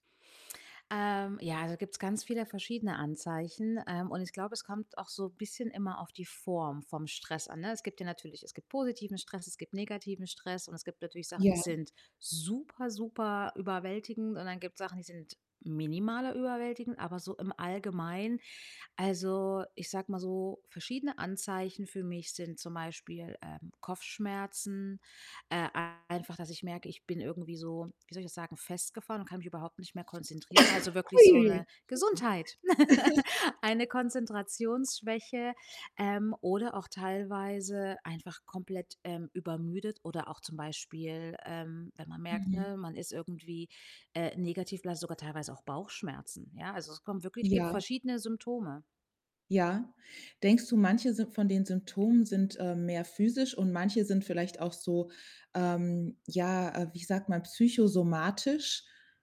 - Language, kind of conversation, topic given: German, podcast, Woran merkst du, dass dein Körper dringend Ruhe braucht?
- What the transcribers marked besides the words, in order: distorted speech; cough; unintelligible speech; chuckle; other background noise; laugh